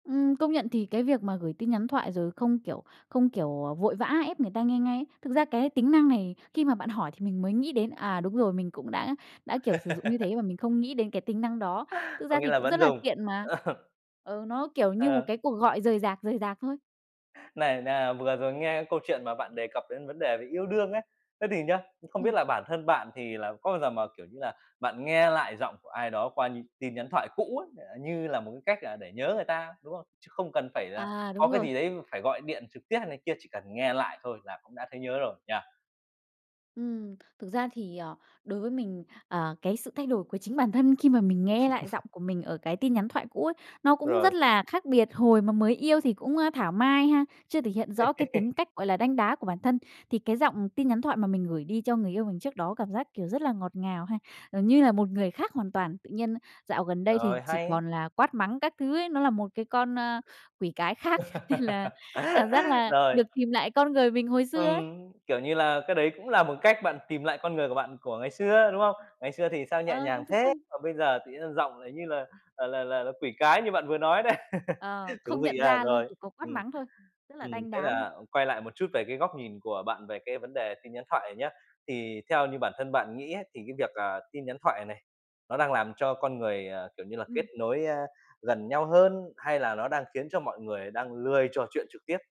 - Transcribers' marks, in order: laugh; throat clearing; other background noise; cough; chuckle; laugh; laughing while speaking: "khác nên"; laughing while speaking: "rồi"; laughing while speaking: "đấy"; laugh
- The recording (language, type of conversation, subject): Vietnamese, podcast, Bạn cảm thấy thế nào về việc nhắn tin thoại?